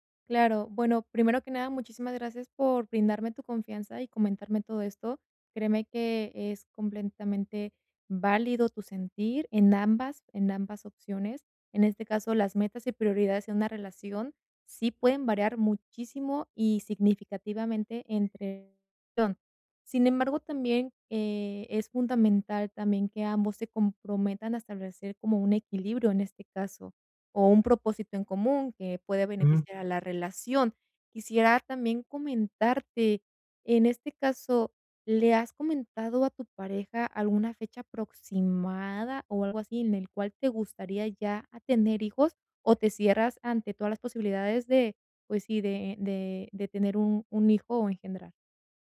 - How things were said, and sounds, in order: "completamente" said as "complentamente"; unintelligible speech
- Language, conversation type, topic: Spanish, advice, ¿Cómo podemos alinear nuestras metas de vida y prioridades como pareja?